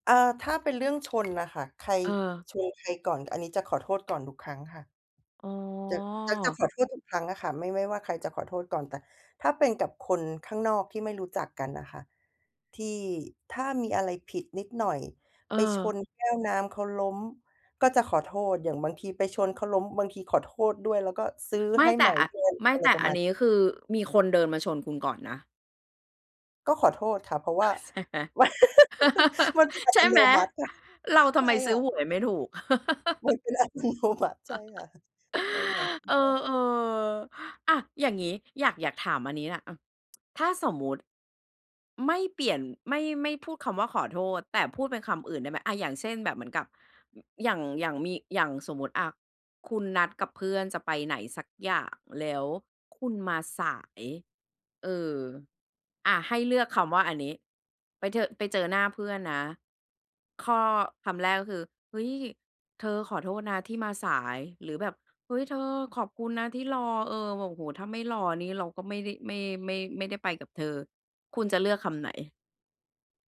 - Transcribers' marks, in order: other background noise; laughing while speaking: "ใช่ไหม"; laugh; laughing while speaking: "มัน"; laugh; laughing while speaking: "อัตโนมัติ"; chuckle; other noise
- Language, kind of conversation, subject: Thai, podcast, คุณใช้คำว่า ขอโทษ บ่อยเกินไปไหม?